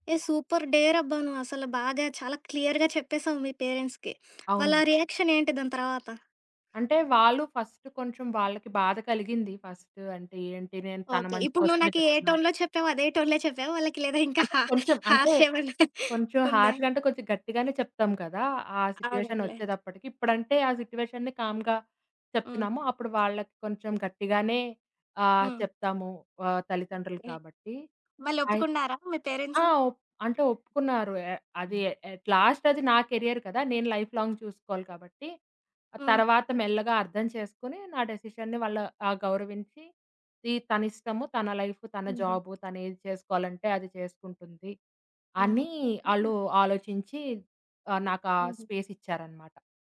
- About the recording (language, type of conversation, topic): Telugu, podcast, పెద్దవారితో సరిహద్దులు పెట్టుకోవడం మీకు ఎలా అనిపించింది?
- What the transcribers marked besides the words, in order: in English: "సూపర్"; in English: "క్లియర్‌గా"; in English: "పేరెంట్స్‌కి"; sniff; in English: "టోన్‌లో"; in English: "టోన్‌లో"; laughing while speaking: "ఇంకా హ హార్షేవన్నా"; in English: "హార్ష్‌గా"; in English: "సిట్యుయేషన్‌ని కామ్‌గా"; in English: "పేరెంట్స్?"; in English: "అట్ లాస్ట్"; in English: "కెరియర్"; in English: "లైఫ్ లాంగ్"; in English: "లైఫ్"; unintelligible speech